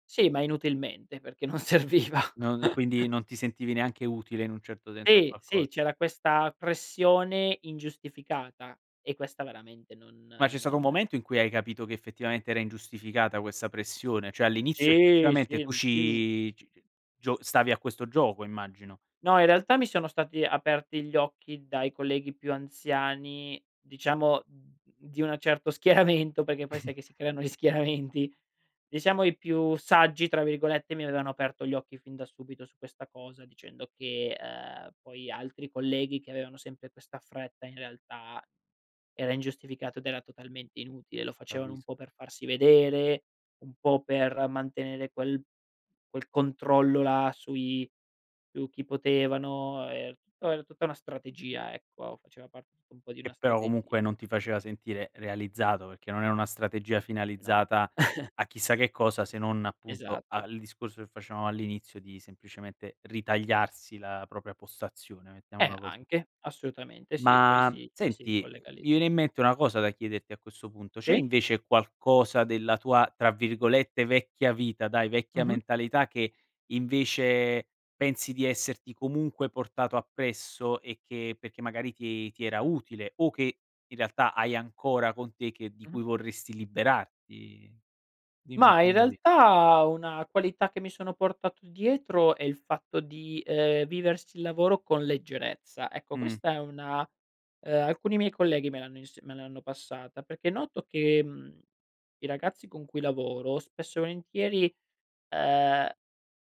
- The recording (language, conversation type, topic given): Italian, podcast, Come il tuo lavoro riflette i tuoi valori personali?
- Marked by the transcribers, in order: laughing while speaking: "serviva"; chuckle; "Cioè" said as "ceh"; background speech; laughing while speaking: "schieramento"; chuckle; laughing while speaking: "gli schieramenti"; chuckle